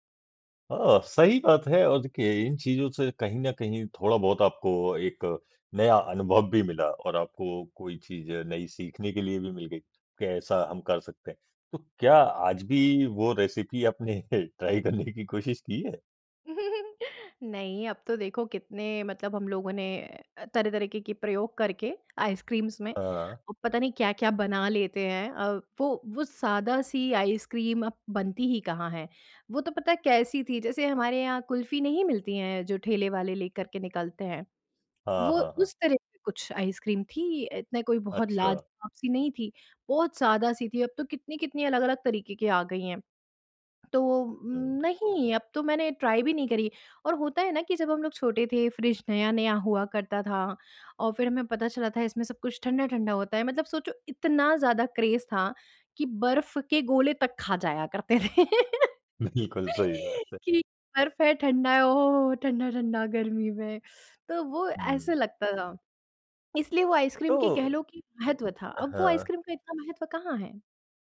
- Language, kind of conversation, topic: Hindi, podcast, आपका पहला यादगार रचनात्मक अनुभव क्या था?
- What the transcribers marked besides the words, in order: in English: "रेसिपी"; laughing while speaking: "आपने ट्राई करने की कोशिश की है?"; laugh; in English: "आइसक्रीम्स"; in English: "ट्राई"; in English: "क्रेज़"; laughing while speaking: "बिल्कुल"; laughing while speaking: "करते थे"; laugh; teeth sucking